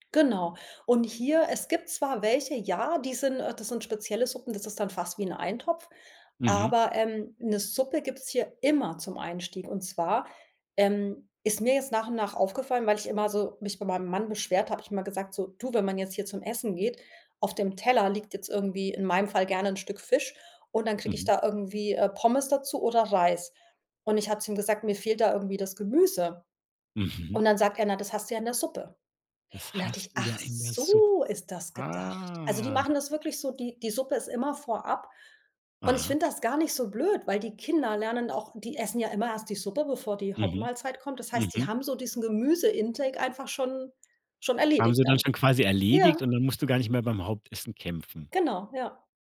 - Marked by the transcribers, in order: stressed: "immer"; other background noise; stressed: "so"; drawn out: "ah"; in English: "Intake"
- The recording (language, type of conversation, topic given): German, podcast, Wie sieht euer Abendbrotritual aus?